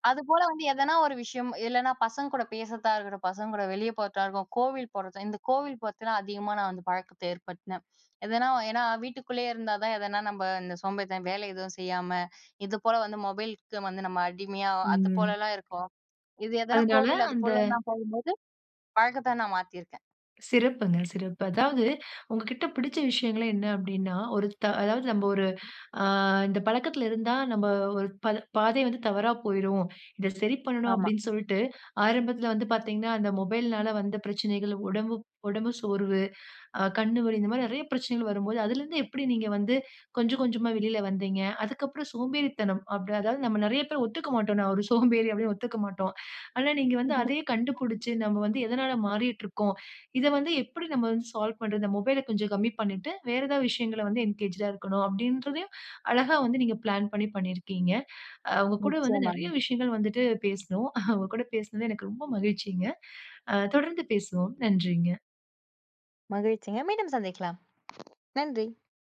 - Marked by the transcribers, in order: other noise; other background noise; chuckle; laugh; in English: "என்கேஜ்ட்ஆக"
- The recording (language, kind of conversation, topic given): Tamil, podcast, விட வேண்டிய பழக்கத்தை எப்படி நிறுத்தினீர்கள்?